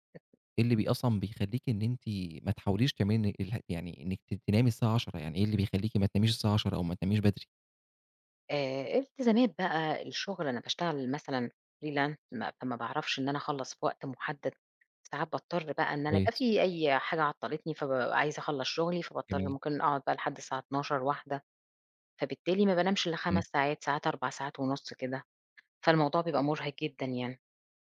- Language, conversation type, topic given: Arabic, podcast, إزاي بتنظّم نومك عشان تحس بنشاط؟
- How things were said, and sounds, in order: in English: "freelance"